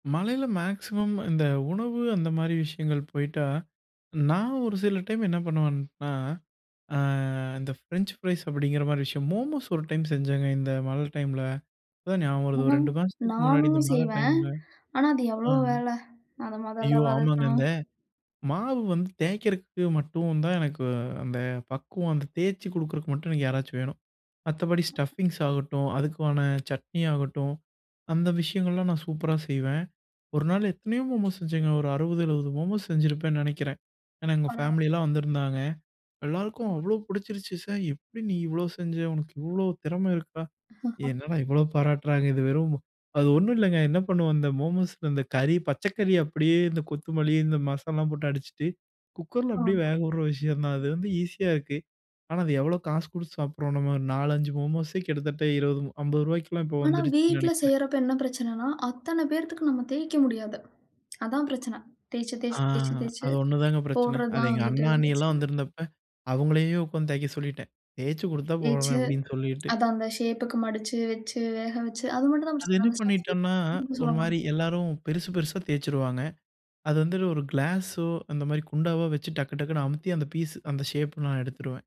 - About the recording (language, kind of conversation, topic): Tamil, podcast, மழைக்காலத்தில் உடலை சூடாகவும் நன்றாகவும் வைத்திருக்க உதவும் உணவு எது என்று சொல்லுவீங்களா?
- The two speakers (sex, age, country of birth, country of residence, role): female, 35-39, India, India, host; male, 25-29, India, India, guest
- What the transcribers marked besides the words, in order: in English: "மேக்சிமம்"; in English: "ஃப்ரென்ச் பிரைஸ்"; in Tibetan: "மோமோஸ்"; other background noise; in English: "ஸ்டப்பிங்ஸ்"; in Tibetan: "மோமோஸ்"; in Tibetan: "மோமோஸ்"; in English: "ஃபம்லி"; chuckle; in Tibetan: "மோமோஸ்ல"; in Tibetan: "மோமோஸ்யே"; tapping; in English: "ஷேப்புக்கு"; in English: "ஸ்டப்பிங்"; in English: "பிஸ்ஸு"; in English: "ஷேப்"